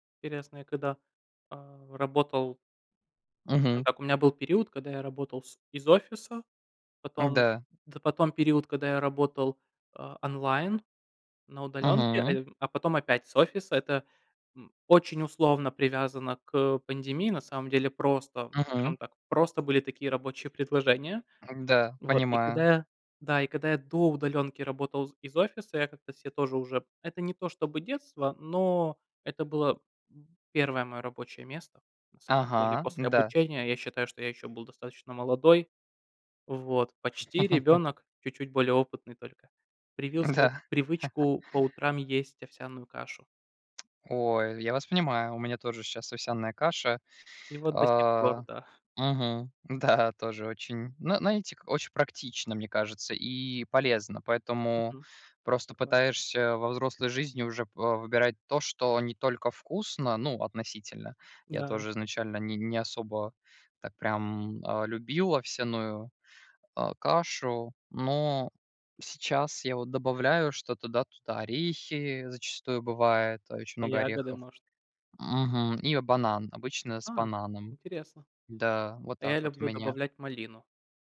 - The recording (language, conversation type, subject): Russian, unstructured, Какой вкус напоминает тебе о детстве?
- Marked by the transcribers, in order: laugh; chuckle; tsk; laughing while speaking: "Да"